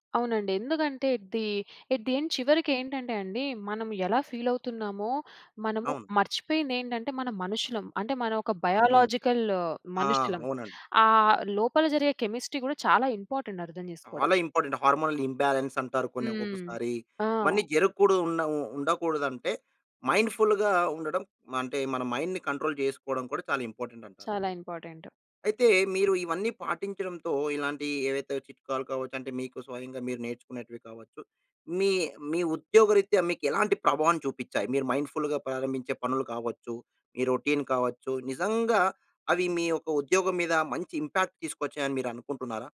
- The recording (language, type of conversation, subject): Telugu, podcast, ఉదయాన్ని శ్రద్ధగా ప్రారంభించడానికి మీరు పాటించే దినచర్య ఎలా ఉంటుంది?
- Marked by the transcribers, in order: in English: "ఫీల్"; in English: "బయాలాజికల్"; in English: "కెమిస్ట్రీ"; in English: "ఇంపార్టెంట్"; in English: "ఇంపార్టెంట్. హార్మోనల్ ఇంబాలెన్స్"; in English: "మైండ్‌ఫుల్‌గా"; in English: "మైండ్‌ని కంట్రోల్"; in English: "ఇంపార్టెంట్"; in English: "ఇంపార్టెంట్"; in English: "మైండ్‌ఫుల్‌గా"; in English: "రొటీన్"; in English: "ఇంపాక్ట్"